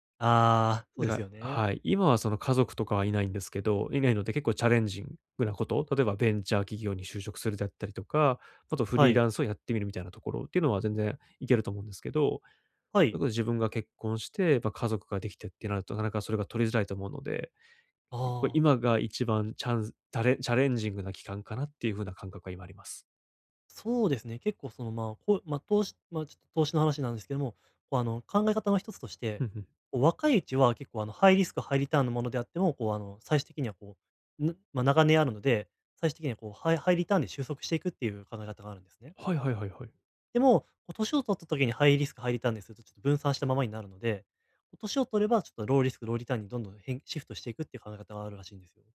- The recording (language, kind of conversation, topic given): Japanese, advice, どうすればキャリアの長期目標を明確にできますか？
- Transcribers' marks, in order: other noise